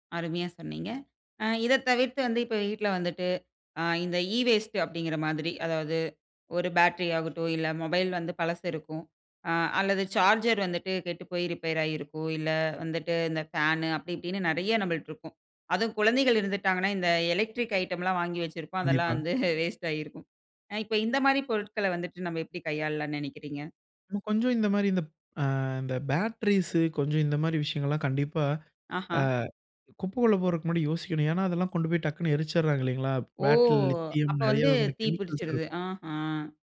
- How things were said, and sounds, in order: in English: "ஈ வேஸ்ட்டு"; in English: "எலக்ட்ரிக் ஐட்டம்லாம்"; laugh; in English: "பேட்டரீஸ்"; in English: "பேட்டரில லித்தியம்"; drawn out: "ஓ!"; in English: "கெமிக்கல்ஸ்"
- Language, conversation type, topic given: Tamil, podcast, குப்பையைச் சரியாக அகற்றி மறுசுழற்சி செய்வது எப்படி?